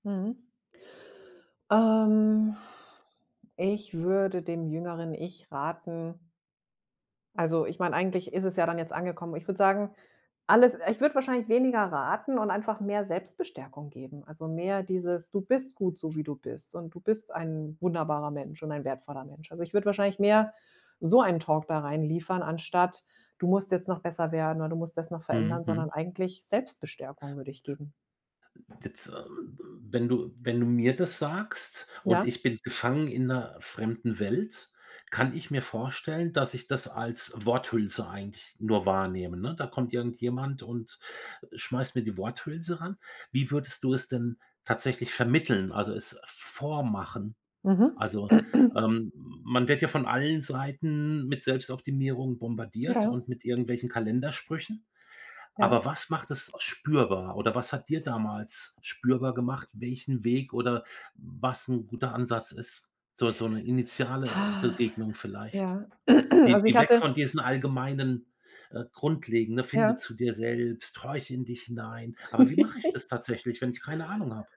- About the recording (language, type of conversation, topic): German, podcast, Was hilft dir dabei, dir selbst zu verzeihen?
- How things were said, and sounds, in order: drawn out: "Ähm"; other background noise; in English: "Talk"; tapping; throat clearing; drawn out: "Hach"; throat clearing; giggle